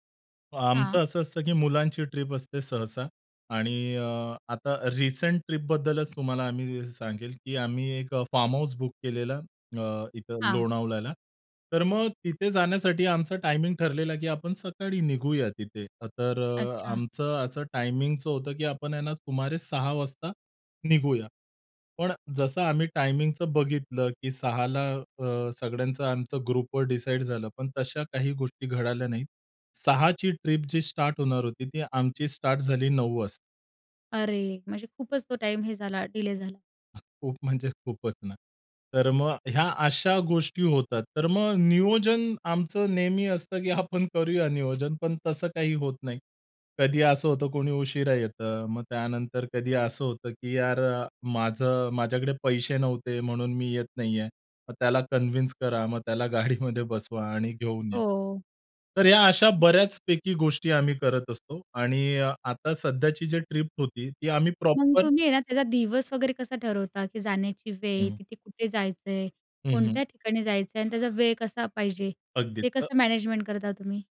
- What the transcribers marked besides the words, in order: other background noise; tapping; in English: "ग्रुपवर"; laughing while speaking: "आपण"; in English: "कन्व्हिन्स"; laughing while speaking: "गाडीमध्ये"; in English: "प्रॉपर"
- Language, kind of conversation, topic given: Marathi, podcast, एका दिवसाच्या सहलीची योजना तुम्ही कशी आखता?